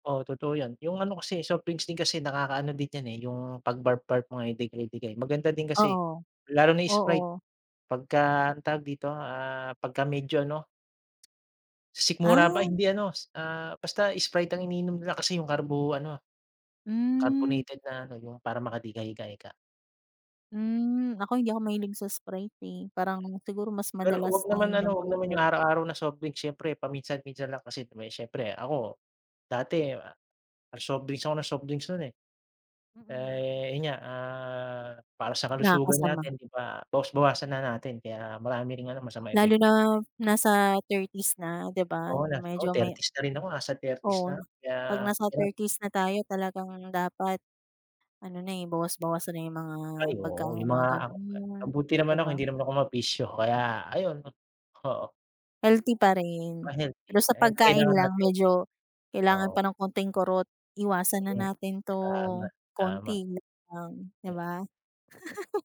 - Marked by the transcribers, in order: other background noise; tapping; laugh
- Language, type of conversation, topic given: Filipino, unstructured, Ano ang pananaw mo sa pag-aaksaya ng pagkain sa bahay, bakit mahalagang matutong magluto kahit simple lang, at paano mo haharapin ang patuloy na pagtaas ng presyo ng pagkain?